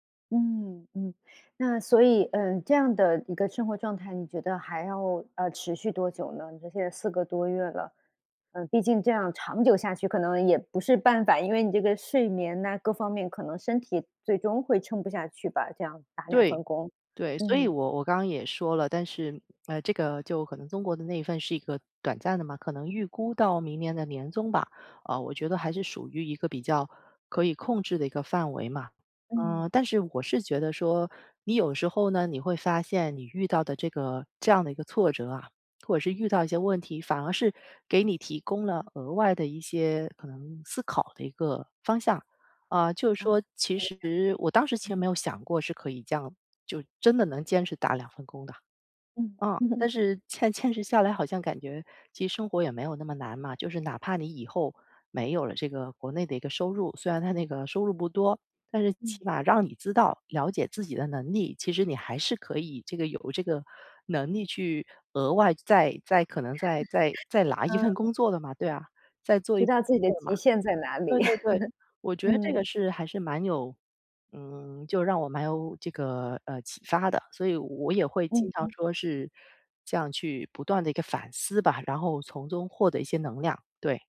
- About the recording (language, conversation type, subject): Chinese, podcast, 有哪些小技巧能帮你保持动力？
- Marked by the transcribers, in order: unintelligible speech; joyful: "但是坚 坚持下来"; laugh; laugh; other noise; joyful: "知道自己的极限在哪里"; unintelligible speech; laugh